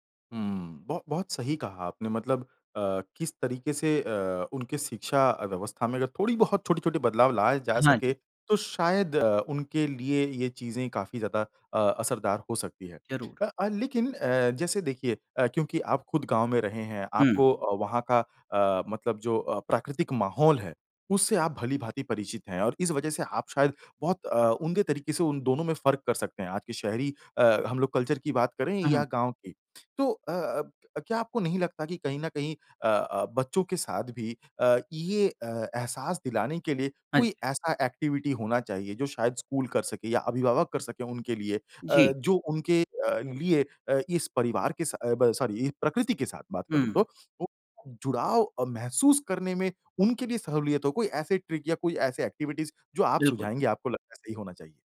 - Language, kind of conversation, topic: Hindi, podcast, बच्चों को प्रकृति से जोड़े रखने के प्रभावी तरीके
- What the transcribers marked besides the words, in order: "उम्दे" said as "उंगे"; in English: "कल्चर"; in English: "एक्टिविटी"; in English: "सॉरी"; in English: "ट्रिक"; in English: "एक्टिविटीज़"